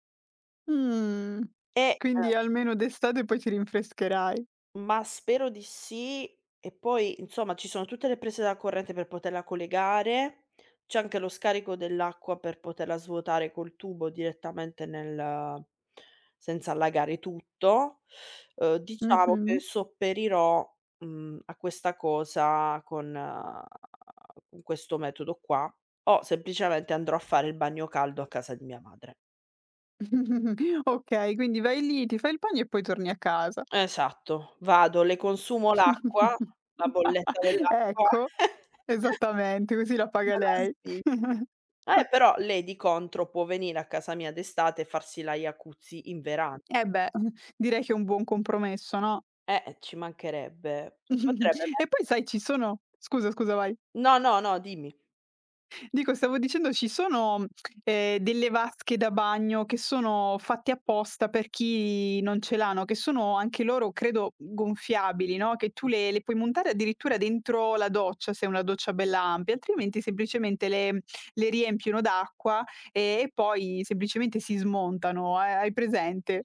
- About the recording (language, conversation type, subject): Italian, podcast, Qual è un rito serale che ti rilassa prima di dormire?
- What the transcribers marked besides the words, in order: other background noise; chuckle; "bagno" said as "pagno"; chuckle; chuckle; unintelligible speech; chuckle; tapping; chuckle